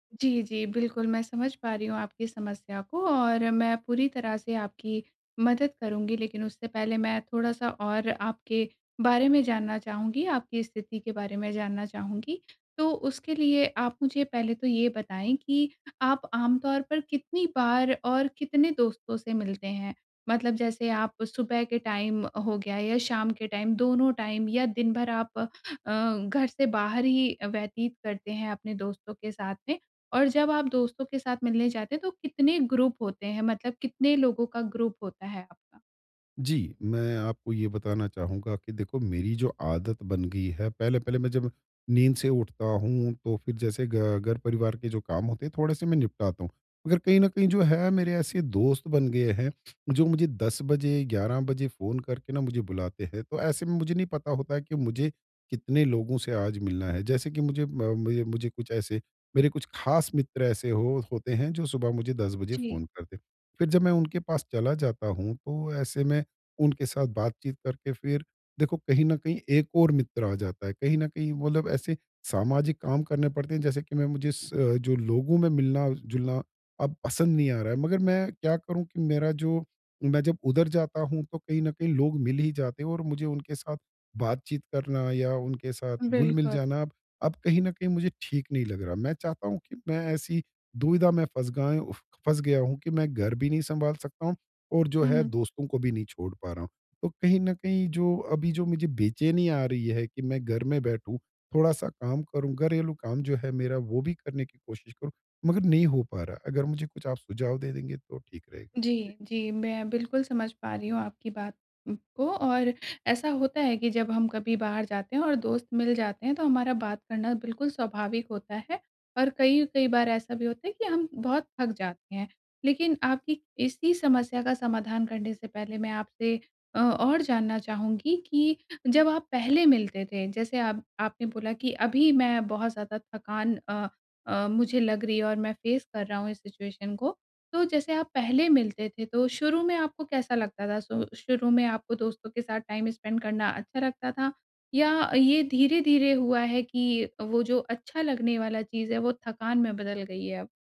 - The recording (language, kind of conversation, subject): Hindi, advice, मुझे दोस्तों से बार-बार मिलने पर सामाजिक थकान क्यों होती है?
- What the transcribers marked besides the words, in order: in English: "टाइम"; in English: "टाइम"; in English: "टाइम"; in English: "ग्रुप"; in English: "ग्रुप"; in English: "फ़ेस"; in English: "सिचुएशन"; in English: "टाइम स्पेंड"